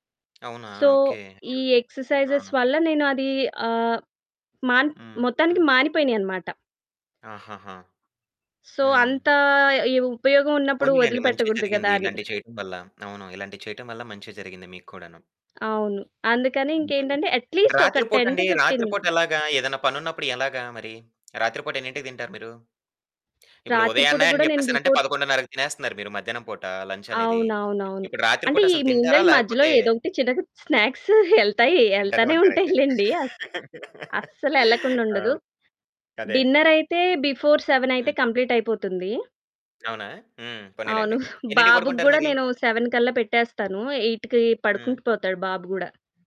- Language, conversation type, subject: Telugu, podcast, ఈ పనికి మీరు సమయాన్ని ఎలా కేటాయిస్తారో వివరించగలరా?
- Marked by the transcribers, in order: tapping; in English: "సో"; static; in English: "ఎక్సర్సైజెస్"; in English: "సో"; in English: "యట్‌లీస్ట్"; in English: "టెన్ టూ ఫిఫ్టీన్"; in English: "బిఫోర్"; other background noise; in English: "మీన్ వైల్"; laughing while speaking: "స్నాక్స్ ఎళ్తాయి ఎళ్తానే ఉంటాయి లెండి"; in English: "స్నాక్స్"; laugh; in English: "బిఫోర్"; in English: "సెవెన్"; in English: "ఎయిట్‌కి"